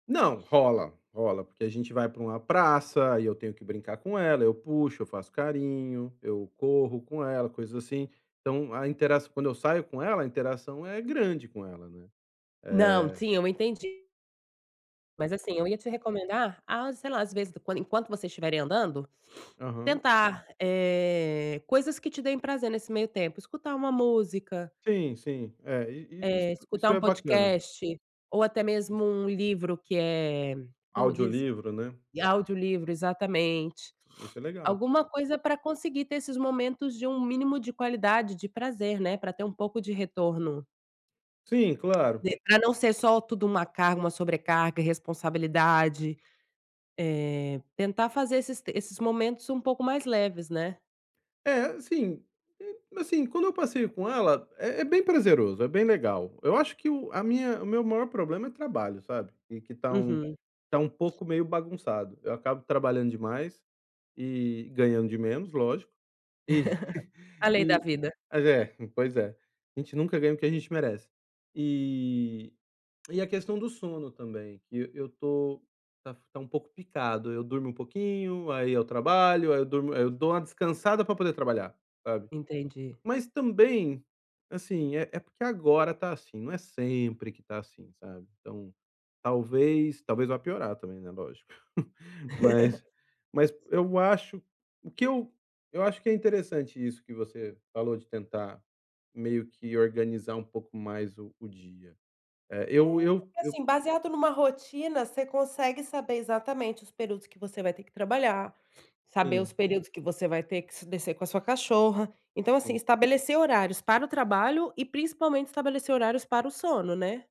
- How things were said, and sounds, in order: other noise; other background noise; laugh; chuckle; laugh; chuckle
- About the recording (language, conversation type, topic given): Portuguese, advice, Como lidar com a sobrecarga quando as responsabilidades aumentam e eu tenho medo de falhar?